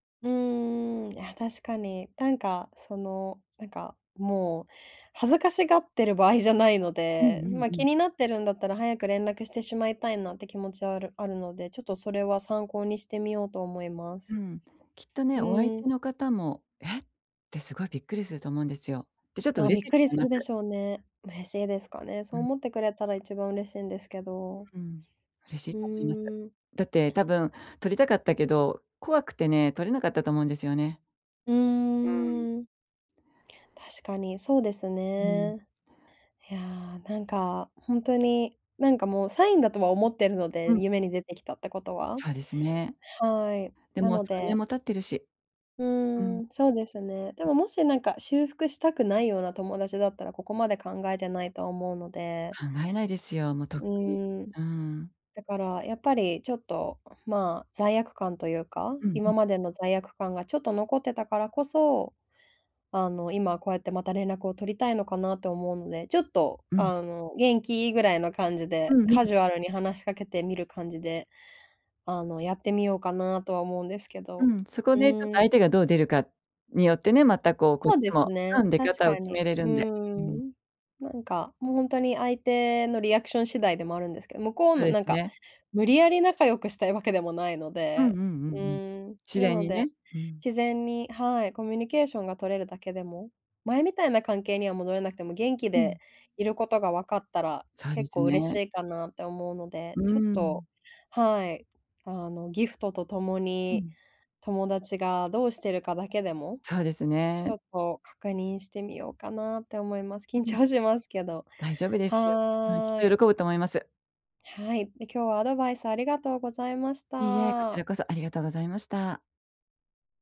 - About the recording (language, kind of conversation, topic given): Japanese, advice, 疎遠になった友人ともう一度仲良くなるにはどうすればよいですか？
- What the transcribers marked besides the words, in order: none